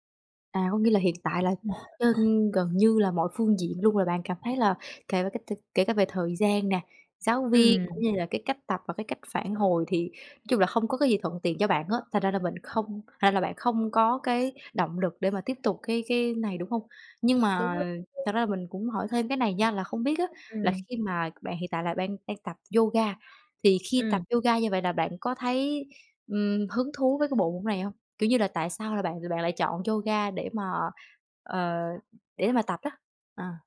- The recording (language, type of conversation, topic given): Vietnamese, advice, Làm thế nào để duy trì thói quen tập thể dục đều đặn?
- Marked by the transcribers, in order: tapping; other background noise; unintelligible speech; unintelligible speech